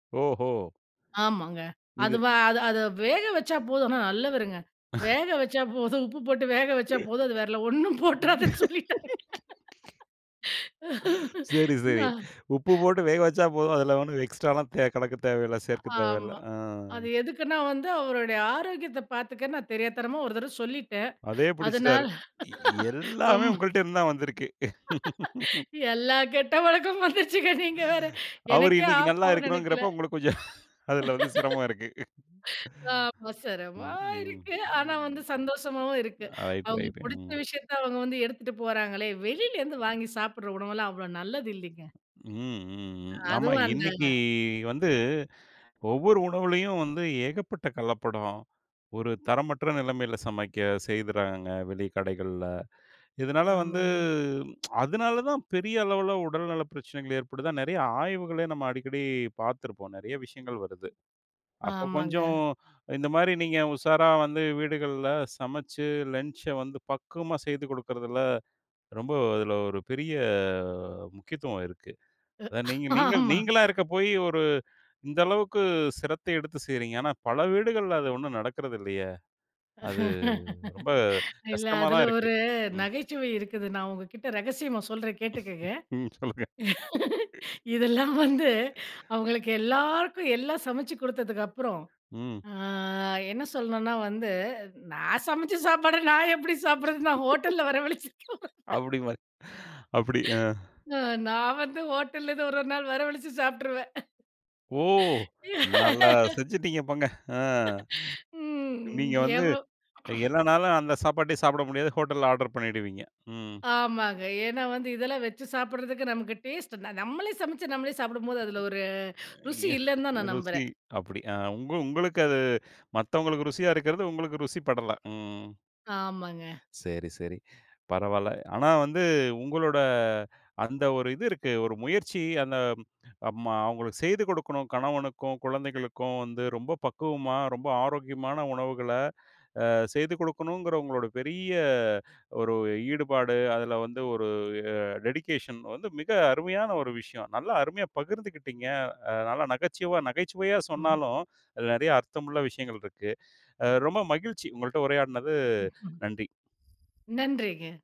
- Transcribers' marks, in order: other background noise; chuckle; laugh; laughing while speaking: "அது வேறலாம் ஒண்ணும் போட்றாதன்னு சொல்லிட்டாங்க"; in English: "எக்ஸ்ட்ராலாம்"; laughing while speaking: "அதுனால, ரொம்ப"; laughing while speaking: "எல்லா கெட்ட பழக்கமும் வந்துருச்சிங்க நீங்க வேற!"; laugh; laugh; chuckle; other noise; tsk; in English: "லன்ச்ச"; laughing while speaking: "அ ஹ் ஆமா"; laughing while speaking: "இல்ல அதில ஒரு, நகைச்சுவை இருக்குது … வந்து அவுங்களுக்கு எல்லாருக்கும்"; chuckle; laughing while speaking: "நான் சமைச்ச சாப்பாடு நான் எப்படி சாப்பிடுறதுன்னு நான் ஹோட்டல்ல வரவழச்சு"; chuckle; laughing while speaking: "வரவழச்சி சாப்ட்டுருவேன்"; chuckle; throat clearing; in English: "ஆடர்"; in English: "டேஸ்ட்டு"; in English: "டெடிகேஷன்"; tapping
- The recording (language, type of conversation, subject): Tamil, podcast, தினசரி மதிய உணவு வழங்கும் திட்டம் எவர்களுக்கு எந்த விதத்தில் அக்கறையையும் ஆதரவையும் வெளிப்படுத்துகிறது?